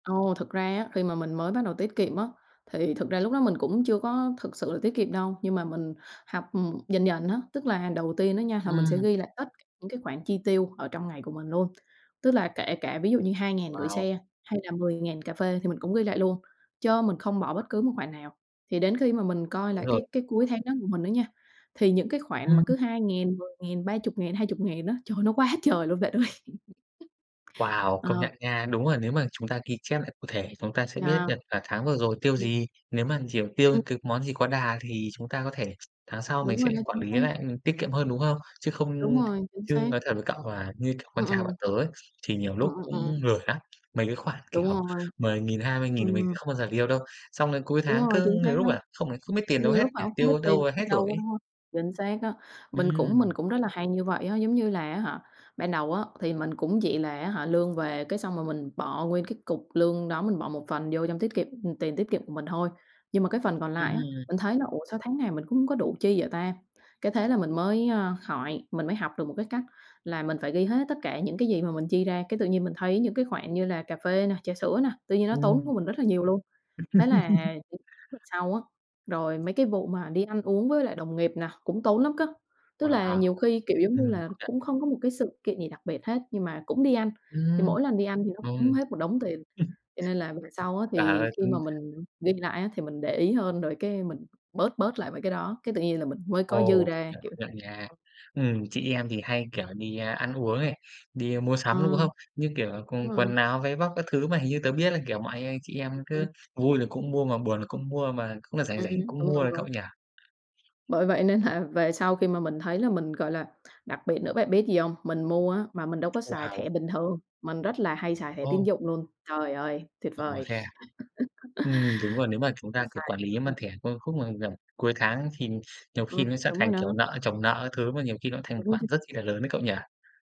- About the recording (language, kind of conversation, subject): Vietnamese, unstructured, Bạn nghĩ sao về việc tiết kiệm tiền mỗi tháng?
- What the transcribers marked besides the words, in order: tapping; other background noise; laughing while speaking: "quá"; laughing while speaking: "ơi"; laugh; in English: "deal"; laugh; chuckle; laughing while speaking: "là"; laugh